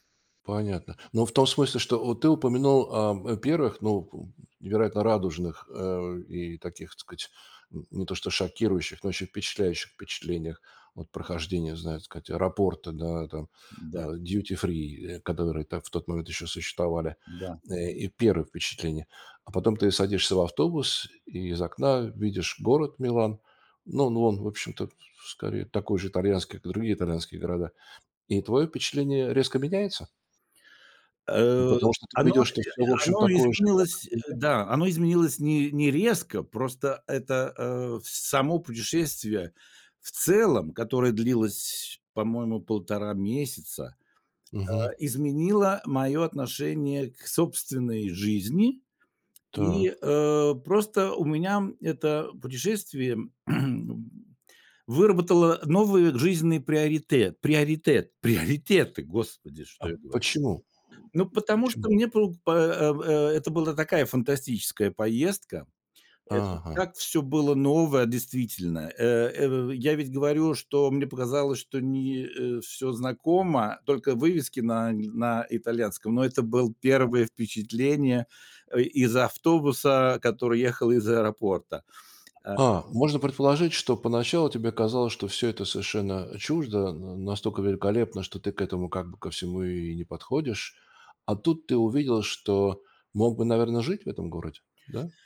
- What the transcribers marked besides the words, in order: throat clearing; other background noise
- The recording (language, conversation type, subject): Russian, podcast, О каком путешествии, которое по‑настоящему изменило тебя, ты мог(ла) бы рассказать?